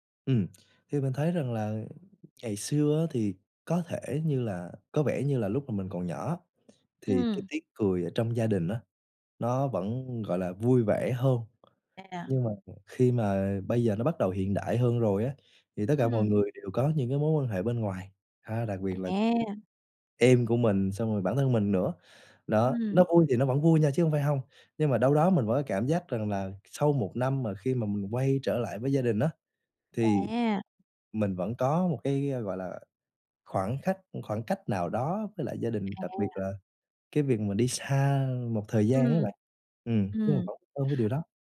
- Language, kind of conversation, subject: Vietnamese, podcast, Bạn có thể kể về một bữa ăn gia đình đáng nhớ của bạn không?
- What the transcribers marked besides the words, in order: other background noise